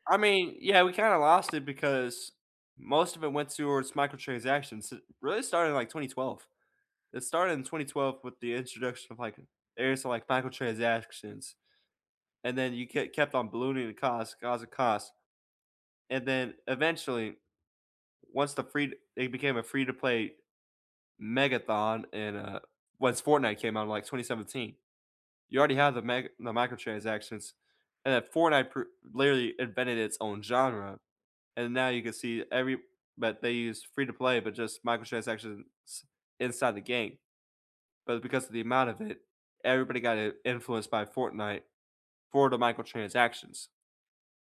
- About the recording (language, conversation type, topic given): English, unstructured, What scientific breakthrough surprised the world?
- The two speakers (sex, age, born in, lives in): male, 20-24, United States, United States; male, 35-39, United States, United States
- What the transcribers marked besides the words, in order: tapping